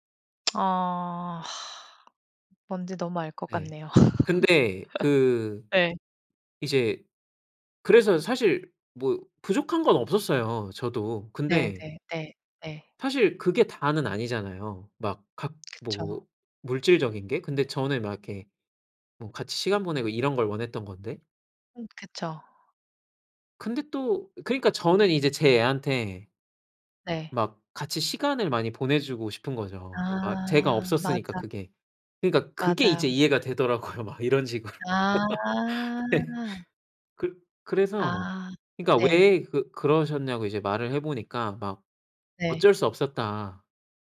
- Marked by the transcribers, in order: tsk; sigh; tapping; laugh; other background noise; laughing while speaking: "되더라고요 막 이런 식으로. 네"; laugh
- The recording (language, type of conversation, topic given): Korean, podcast, 가족 관계에서 깨달은 중요한 사실이 있나요?